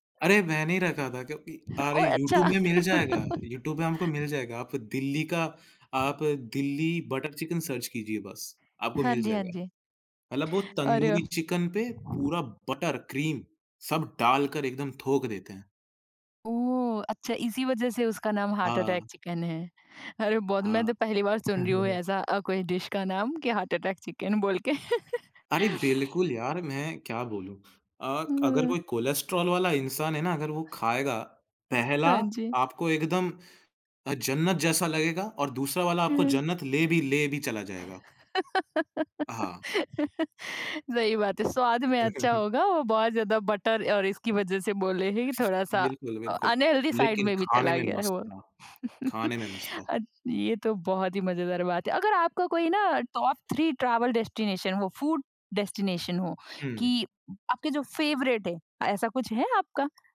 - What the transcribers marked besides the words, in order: other background noise; laugh; in English: "सर्च"; in English: "बटर, क्रीम"; in English: "हार्ट अटैक"; chuckle; in English: "डिश"; in English: "हार्ट अटैक"; laughing while speaking: "बोल के"; chuckle; laugh; in English: "बटर"; chuckle; in English: "अनहेल्दी साइड"; tapping; chuckle; in English: "टॉप थ्री ट्रैवल डेस्टिनेशन"; in English: "फूड डेस्टिनेशन"; in English: "फेवरेट"
- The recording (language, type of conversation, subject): Hindi, podcast, सफ़र के दौरान आपने सबसे अच्छा खाना कहाँ खाया?